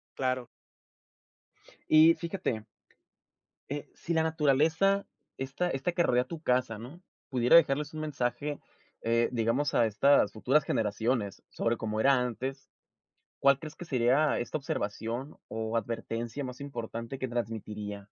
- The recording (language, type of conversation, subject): Spanish, podcast, ¿Has notado cambios en la naturaleza cerca de casa?
- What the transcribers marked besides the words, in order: none